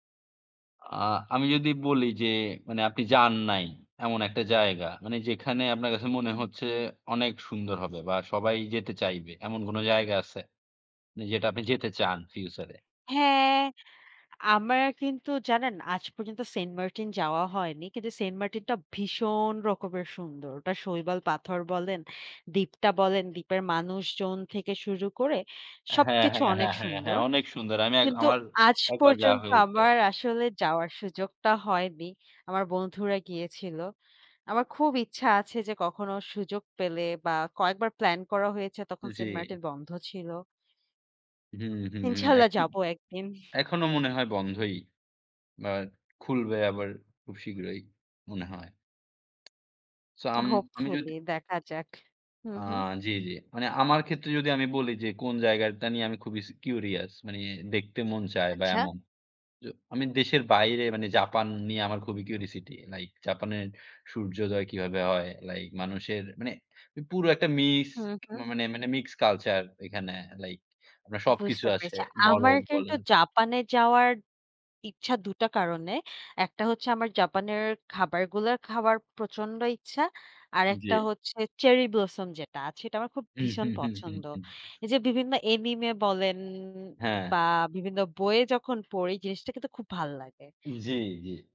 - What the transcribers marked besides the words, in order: other background noise; tapping; in English: "কিউরিয়াস"; in English: "কিউরিওসিটি লাইক"
- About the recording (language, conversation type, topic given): Bengali, unstructured, আপনি নতুন জায়গায় যেতে কেন পছন্দ করেন?